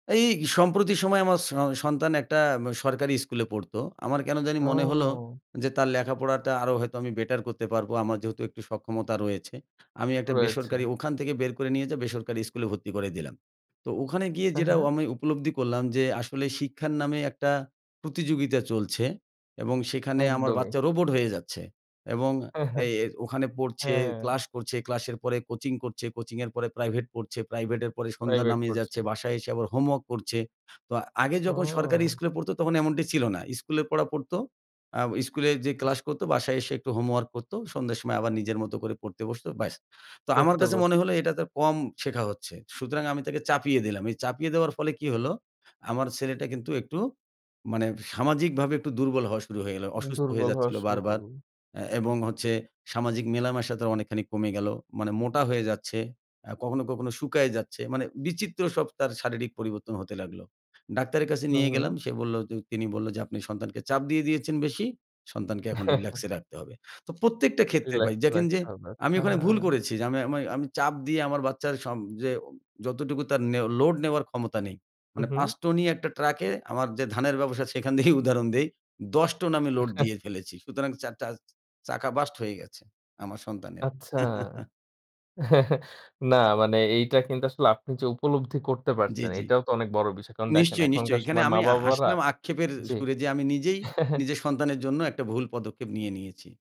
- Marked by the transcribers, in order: laughing while speaking: "হ্যাঁ, হ্যাঁ"; chuckle; laughing while speaking: "সেখান দিয়েই উদাহরণ দেই"; chuckle; chuckle; chuckle
- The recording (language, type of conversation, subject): Bengali, podcast, ভুল হলে আপনি কীভাবে তা থেকে শিখেন?